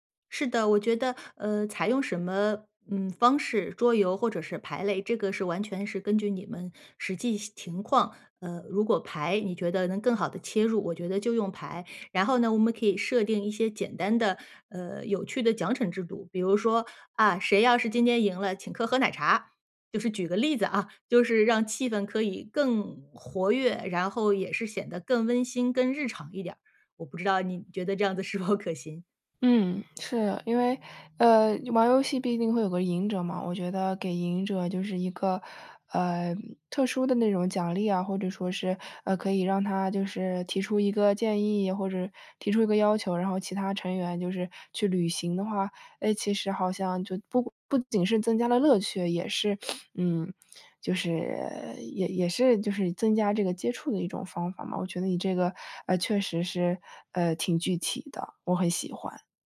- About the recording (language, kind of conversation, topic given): Chinese, advice, 我们怎样改善家庭的沟通习惯？
- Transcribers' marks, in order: laughing while speaking: "是否"; other noise